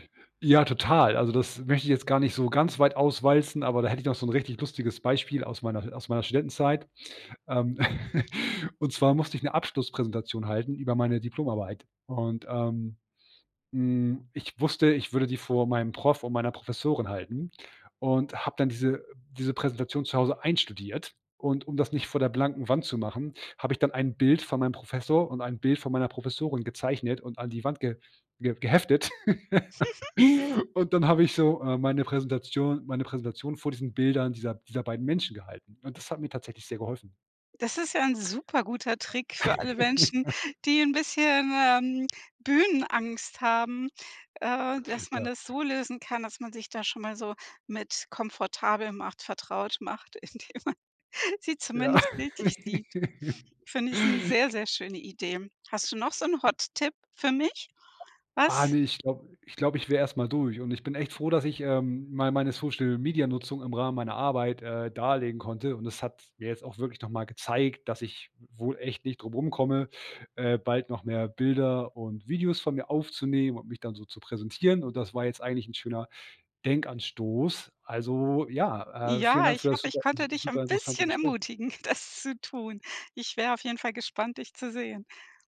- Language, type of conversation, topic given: German, podcast, Wie nutzt du soziale Medien, um deine Arbeit zu zeigen?
- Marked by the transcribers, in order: chuckle; laugh; laughing while speaking: "Mhm"; laugh; laugh; laughing while speaking: "indem man"; laugh; other background noise; in English: "Hot"; laughing while speaking: "das"